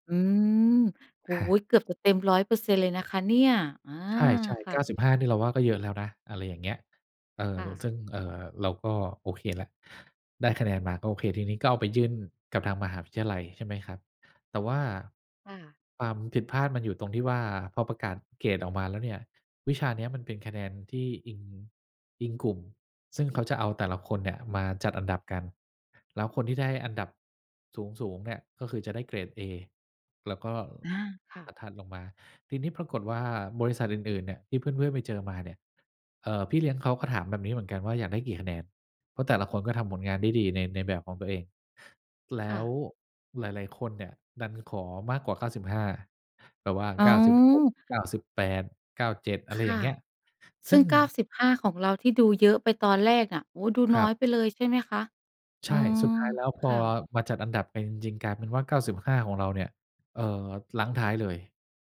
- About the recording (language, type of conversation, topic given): Thai, podcast, เล่าเหตุการณ์ที่คุณได้เรียนรู้จากความผิดพลาดให้ฟังหน่อยได้ไหม?
- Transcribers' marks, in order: none